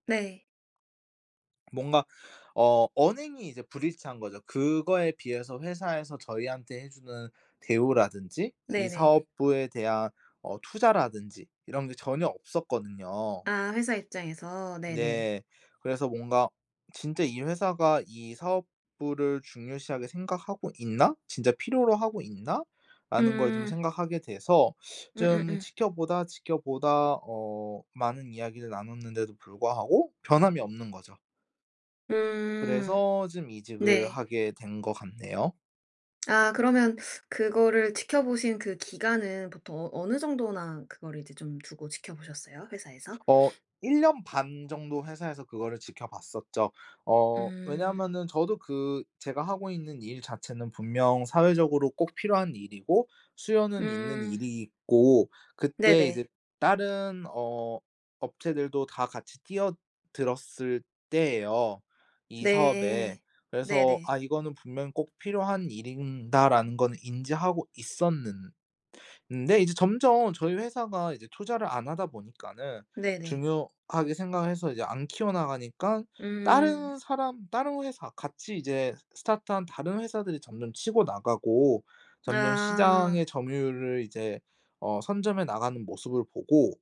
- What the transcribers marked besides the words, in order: tapping; lip smack; other background noise; sniff; "일이다.'라는" said as "일인다라는"
- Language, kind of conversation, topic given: Korean, podcast, 직업을 바꾸게 된 계기가 무엇이었나요?